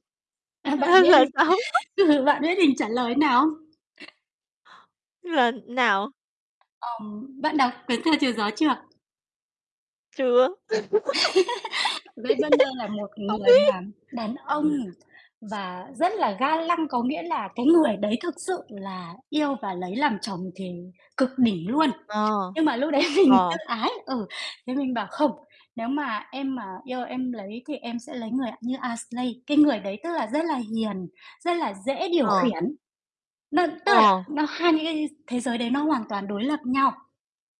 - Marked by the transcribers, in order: laughing while speaking: "Ơ, là sao?"; laughing while speaking: "ừ, bạn biết mình trả lời"; other noise; tapping; distorted speech; laugh; laughing while speaking: "Biết. Hông biết"; other background noise; laughing while speaking: "mình tự ái"
- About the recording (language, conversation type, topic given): Vietnamese, unstructured, Trải nghiệm nào đã định hình tính cách của bạn?